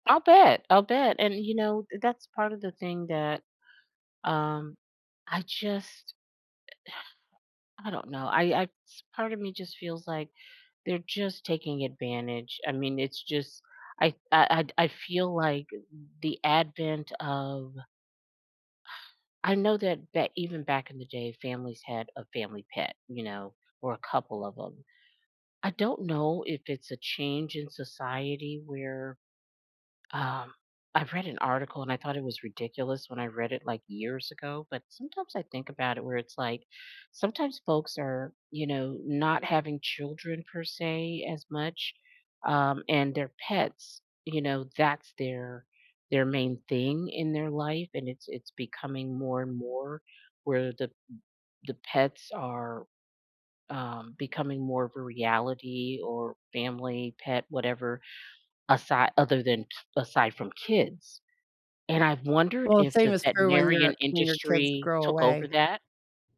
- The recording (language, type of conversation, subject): English, unstructured, What does it mean to be a responsible pet owner?
- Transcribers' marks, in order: sigh; other background noise